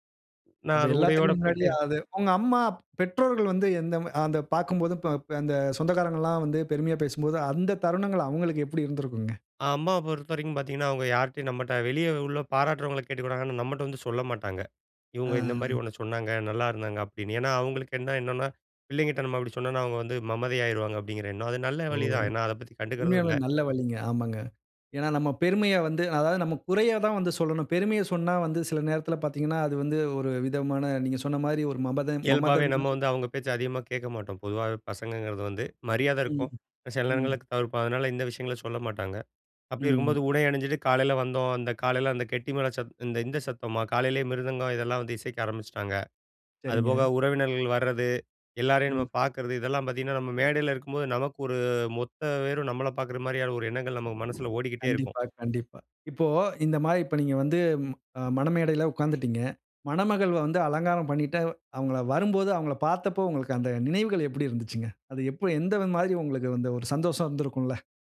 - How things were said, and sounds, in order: "மமதை" said as "மமதேம்"; "காலையில்" said as "காலேல"; drawn out: "ஒரு"; "பேரும்" said as "வேறும்"
- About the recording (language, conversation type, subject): Tamil, podcast, உங்கள் திருமண நாளின் நினைவுகளை சுருக்கமாக சொல்ல முடியுமா?